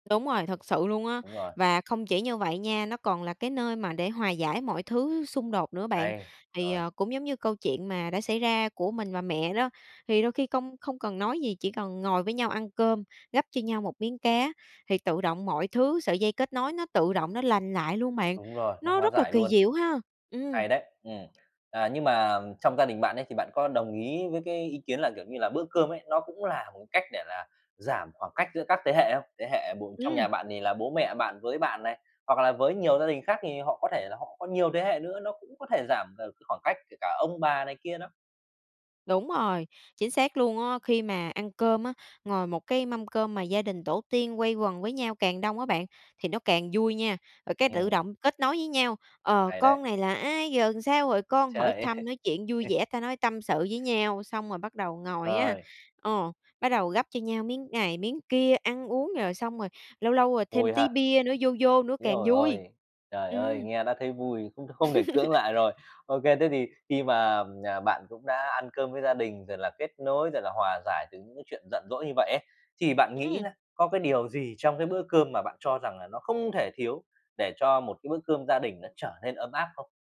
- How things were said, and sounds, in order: other background noise; tapping; "làm" said as "ừn"; laughing while speaking: "ơi"; other noise; chuckle
- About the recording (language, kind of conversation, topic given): Vietnamese, podcast, Bạn nghĩ bữa cơm gia đình quan trọng như thế nào đối với mọi người?